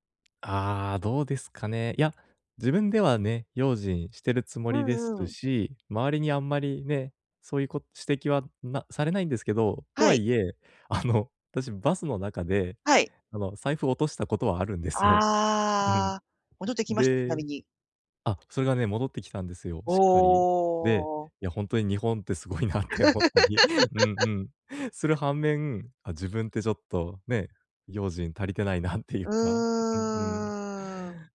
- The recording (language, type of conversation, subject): Japanese, advice, 安全に移動するにはどんなことに気をつければいいですか？
- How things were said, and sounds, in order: laughing while speaking: "あの"; laughing while speaking: "ですよ。うん"; laughing while speaking: "すごいなって思ったり。うん、うん"; laugh; laughing while speaking: "足りてないなっていうか"